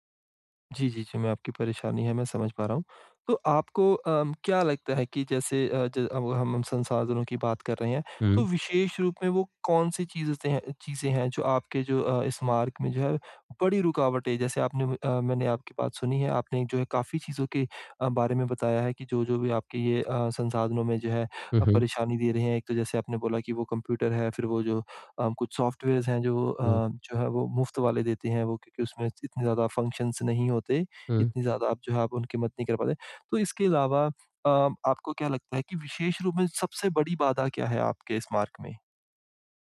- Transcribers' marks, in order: tapping; in English: "सॉफ्टवेयर्स"; in English: "फंक्शन्स"
- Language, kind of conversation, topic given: Hindi, advice, सीमित संसाधनों के बावजूद मैं अपनी रचनात्मकता कैसे बढ़ा सकता/सकती हूँ?